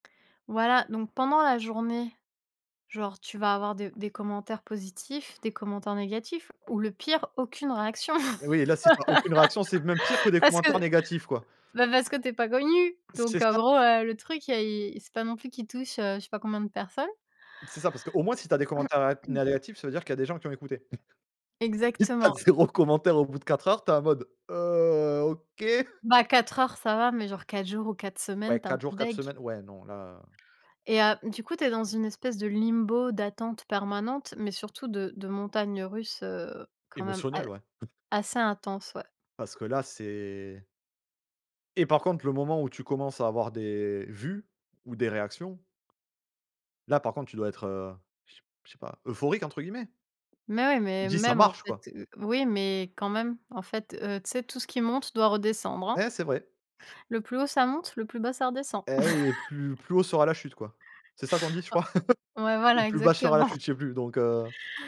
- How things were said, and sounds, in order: laugh; tapping; throat clearing; chuckle; laughing while speaking: "Si tu as zéro"; drawn out: "Heu"; chuckle; "dégoutée" said as "dég"; in English: "limbo"; chuckle; chuckle; laugh; laughing while speaking: "exactement"
- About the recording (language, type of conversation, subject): French, unstructured, Accordez-vous plus d’importance à la reconnaissance externe ou à la satisfaction personnelle dans votre travail ?